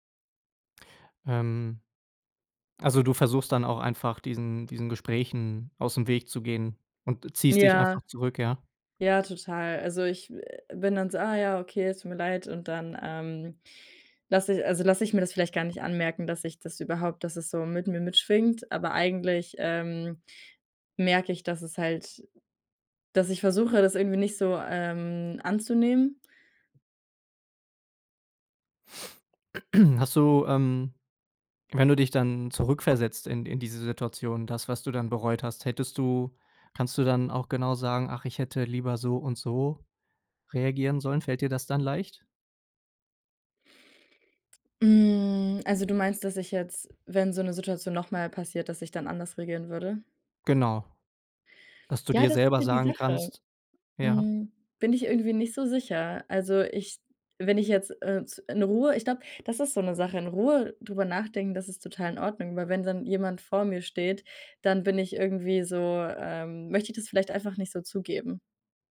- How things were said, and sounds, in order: other background noise; throat clearing
- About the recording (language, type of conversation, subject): German, advice, Warum fällt es mir schwer, Kritik gelassen anzunehmen, und warum werde ich sofort defensiv?